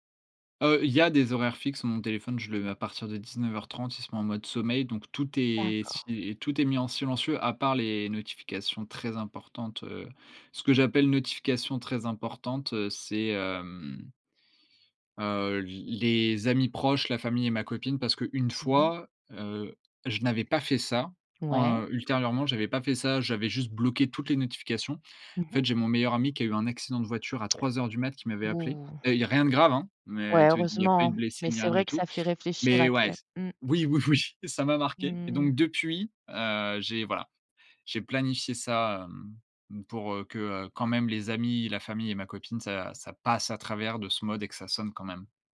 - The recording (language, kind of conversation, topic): French, podcast, Comment te déconnectes-tu des écrans avant de dormir ?
- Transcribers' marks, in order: drawn out: "hem"; chuckle; stressed: "passe"